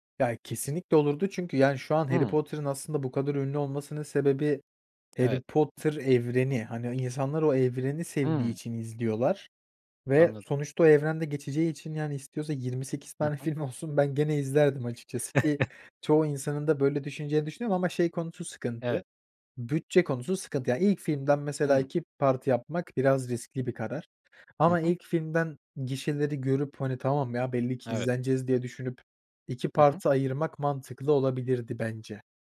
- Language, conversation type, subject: Turkish, podcast, Bir kitabı filme uyarlasalar, filmde en çok neyi görmek isterdin?
- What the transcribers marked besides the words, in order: tapping; chuckle; in English: "part'a"